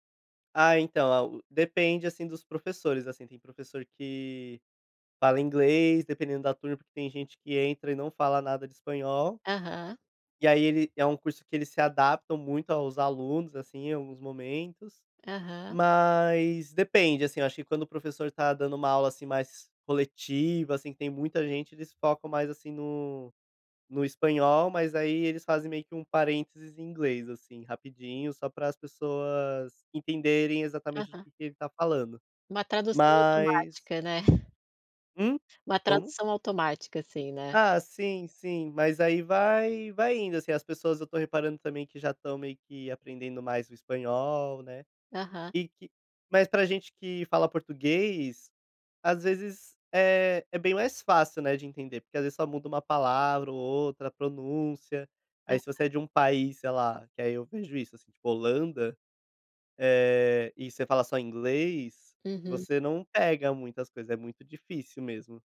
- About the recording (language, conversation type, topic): Portuguese, podcast, Como você supera o medo da mudança?
- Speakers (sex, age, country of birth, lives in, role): female, 40-44, Brazil, Portugal, host; male, 25-29, Brazil, Portugal, guest
- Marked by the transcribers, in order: tapping